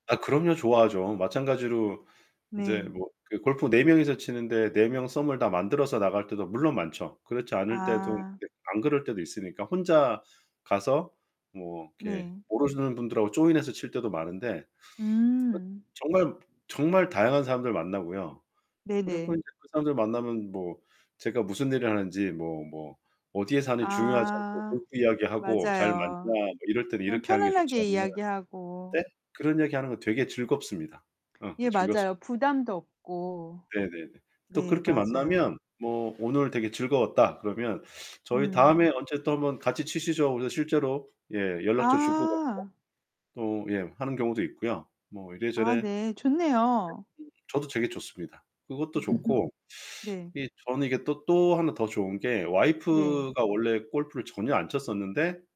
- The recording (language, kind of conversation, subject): Korean, unstructured, 요즘 가장 즐겨 하는 취미가 뭐예요?
- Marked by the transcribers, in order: other background noise; distorted speech; tapping; unintelligible speech; unintelligible speech; laugh